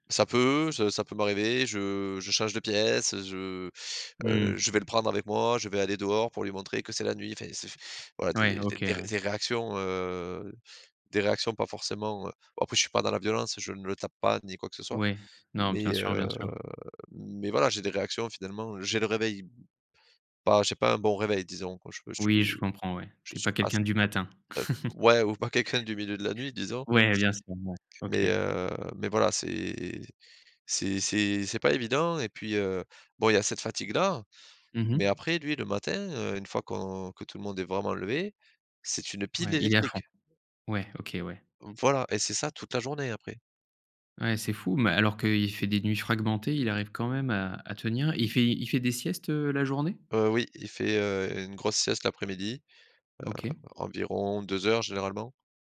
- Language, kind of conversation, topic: French, advice, Comment puis-je réduire la fatigue mentale et le manque d’énergie pour rester concentré longtemps ?
- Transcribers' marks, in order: drawn out: "heu"; drawn out: "heu"; unintelligible speech; unintelligible speech; laughing while speaking: "pas quelqu'un"; chuckle; tapping; drawn out: "c'est"; "électrique" said as "élecnique"